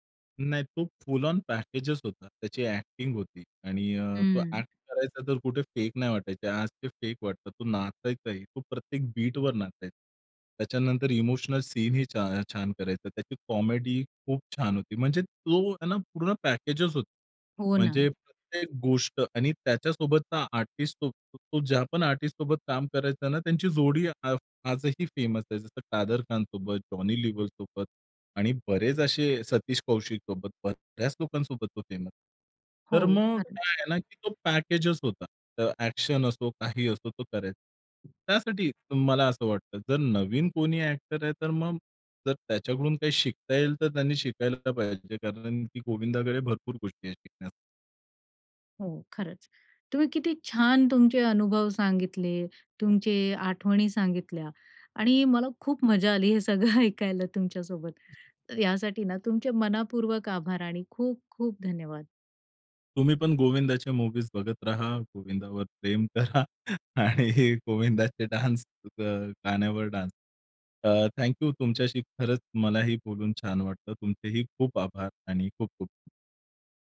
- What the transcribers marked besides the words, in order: in English: "फुल आँन पॅकेजच"; in English: "एक्टिंग"; in English: "एक्ट"; in English: "फेक"; in English: "फेक"; in English: "बीटवर"; in English: "इमोशनल सीन"; in English: "कॉमेडी"; in English: "पॅकेजच"; in English: "आर्टिस्ट"; in English: "आर्टिस्टसोबत"; in English: "फेमस"; in English: "फेमस"; in English: "पॅकेजच"; other background noise; in English: "एक्टर"; laughing while speaking: "ऐकायला"; in English: "मुव्हीज"; laughing while speaking: "प्रेम करा आणि गोविंदाचे डान्स, अ, गाण्यावर डान्स"; in English: "डान्स"; in English: "डान्स"; in English: "थँक यू"
- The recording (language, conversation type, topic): Marathi, podcast, आवडत्या कलाकारांचा तुमच्यावर कोणता प्रभाव पडला आहे?